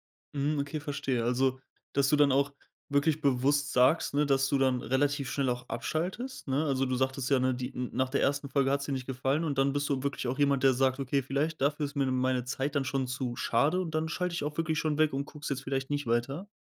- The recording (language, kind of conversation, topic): German, podcast, Warum schauen immer mehr Menschen Serien aus anderen Ländern?
- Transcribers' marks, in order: none